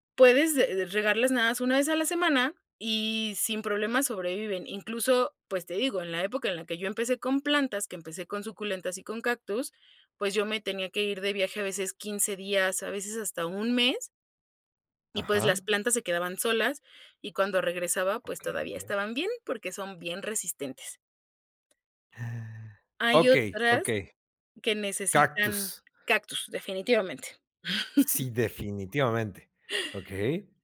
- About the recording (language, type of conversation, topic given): Spanish, podcast, ¿Qué descubriste al empezar a cuidar plantas?
- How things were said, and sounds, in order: chuckle